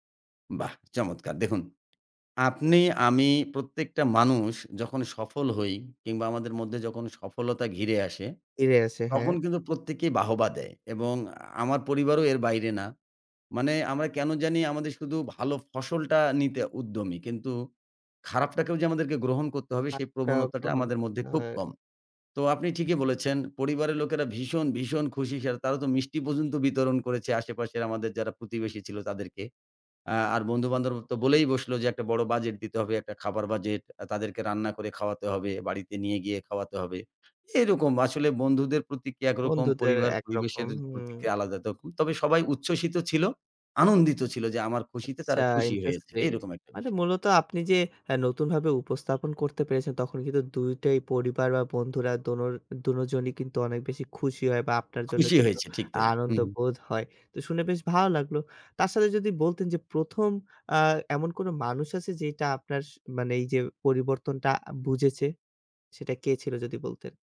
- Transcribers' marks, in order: bird; other background noise; horn
- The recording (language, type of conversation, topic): Bengali, podcast, আপনি কীভাবে পরিবার ও বন্ধুদের সামনে নতুন পরিচয় তুলে ধরেছেন?